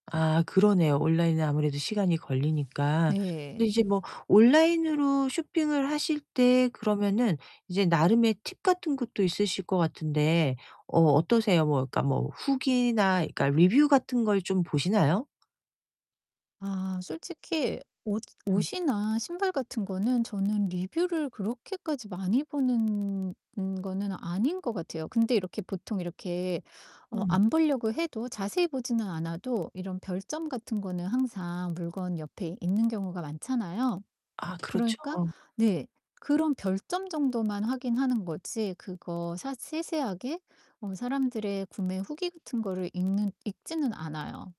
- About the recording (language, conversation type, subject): Korean, advice, 예산 안에서 품질 좋은 물건을 어떻게 찾아야 할까요?
- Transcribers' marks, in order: static; tapping; other background noise; distorted speech